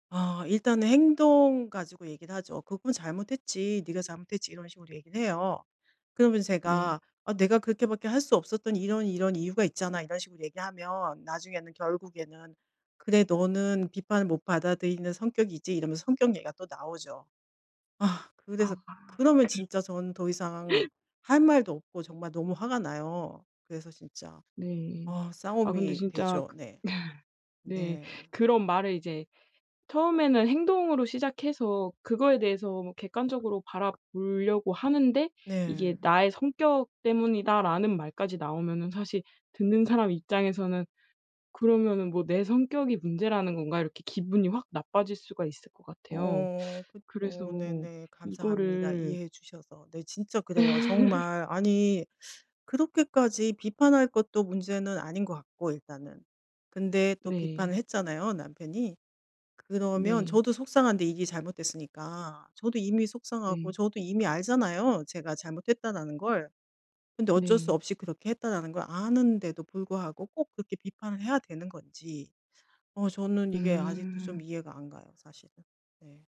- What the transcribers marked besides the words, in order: laughing while speaking: "그"; laugh; teeth sucking; laugh; teeth sucking
- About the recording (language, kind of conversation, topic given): Korean, advice, 어떻게 하면 비판을 개인적으로 받아들이지 않을 수 있을까